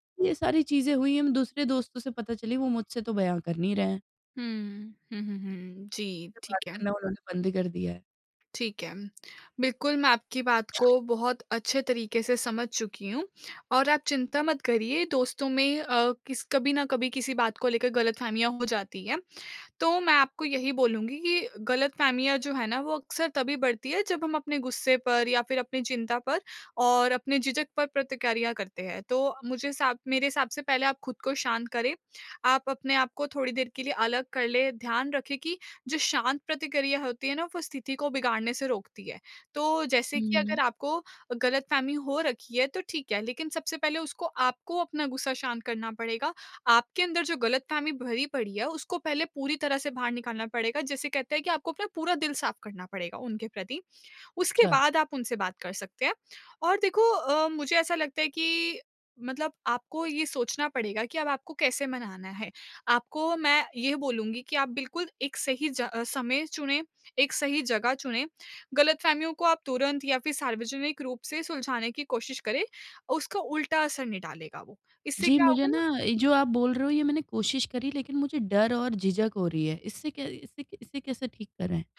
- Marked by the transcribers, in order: other background noise; "प्रतिक्रिया" said as "प्रतिकारिया"
- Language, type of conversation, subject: Hindi, advice, गलतफहमियों को दूर करना